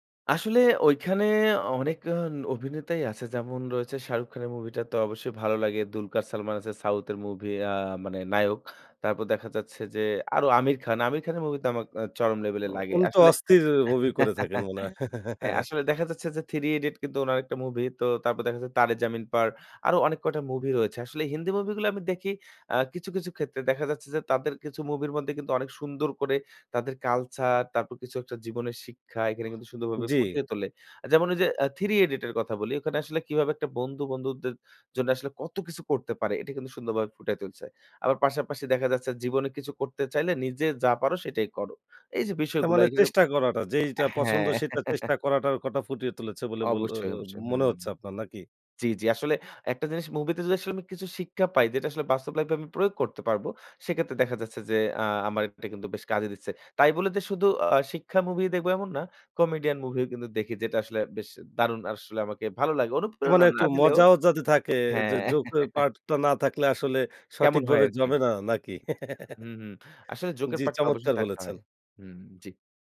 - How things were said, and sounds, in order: laugh; chuckle; in English: "culture"; laugh; "life" said as "লাইপ"; in English: "comedian"; laugh; giggle
- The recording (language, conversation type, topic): Bengali, podcast, কোনো সিনেমা বা গান কি কখনো আপনাকে অনুপ্রাণিত করেছে?